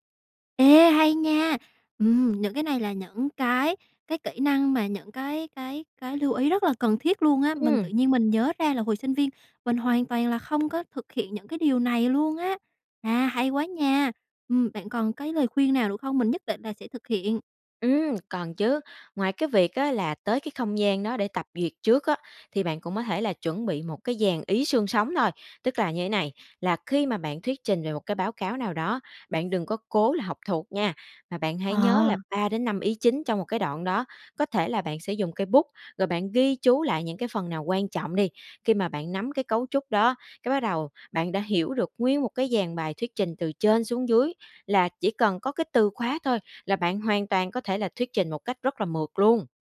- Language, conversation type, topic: Vietnamese, advice, Làm thế nào để vượt qua nỗi sợ thuyết trình trước đông người?
- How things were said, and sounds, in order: tapping; other background noise